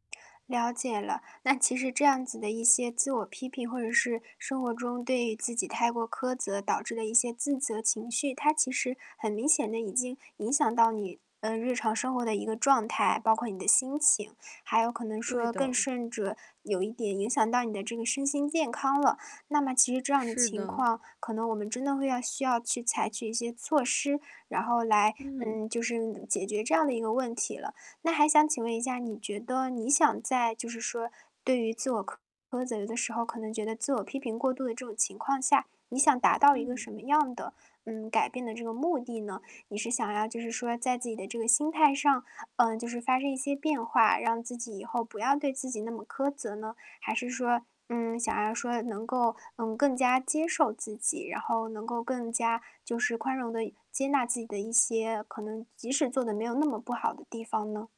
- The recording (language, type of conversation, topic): Chinese, advice, 我总是对自己很苛刻，怎样才能建立更温和的自我对话？
- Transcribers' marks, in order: static; distorted speech; other background noise